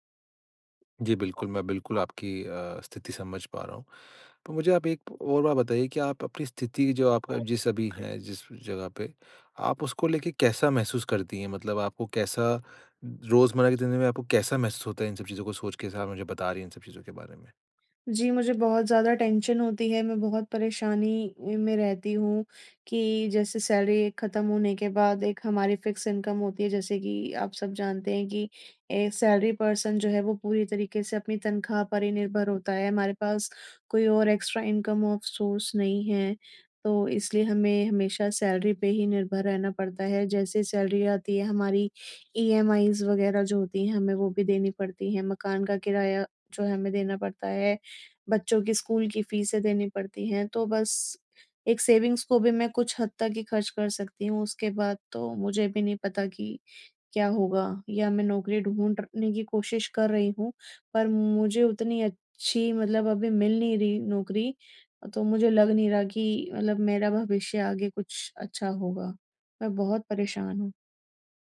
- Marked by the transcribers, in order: other noise; in English: "टेंशन"; in English: "सैलरी"; in English: "फिक्स इनकम"; in English: "सैलरी पर्सन"; in English: "एक्स्ट्रा इनकम ऑफ सोर्स"; in English: "सैलरी"; in English: "सैलरी"; in English: "ईएमआईस"; in English: "सेविंग्स"
- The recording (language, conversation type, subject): Hindi, advice, नौकरी छूटने के बाद भविष्य की अनिश्चितता के बारे में आप क्या महसूस कर रहे हैं?